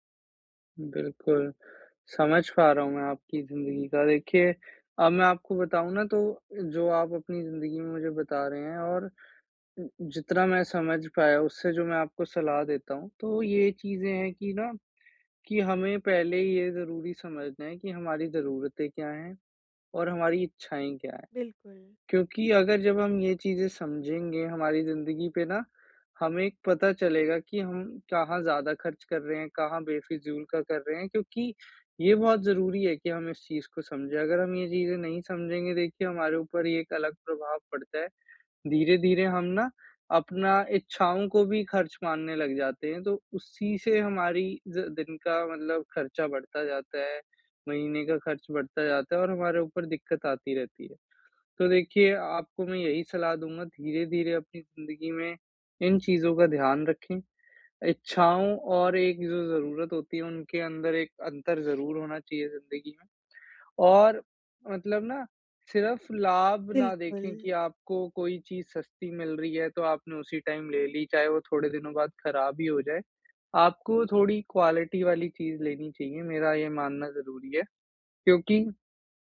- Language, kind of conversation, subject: Hindi, advice, कैसे तय करें कि खर्च ज़रूरी है या बचत करना बेहतर है?
- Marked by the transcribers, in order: in English: "टाइम"; in English: "क्वालिटी"